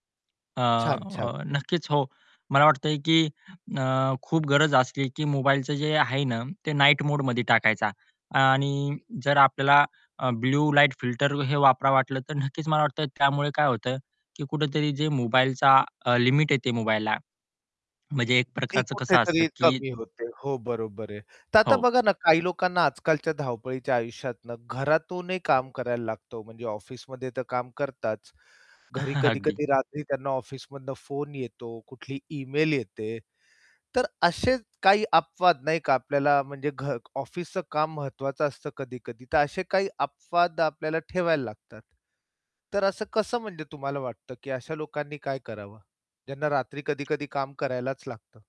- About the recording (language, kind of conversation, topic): Marathi, podcast, झोपण्यापूर्वी स्क्रीन वापरण्याबाबत तुमचे कोणते नियम आहेत?
- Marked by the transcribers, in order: tapping; chuckle; other background noise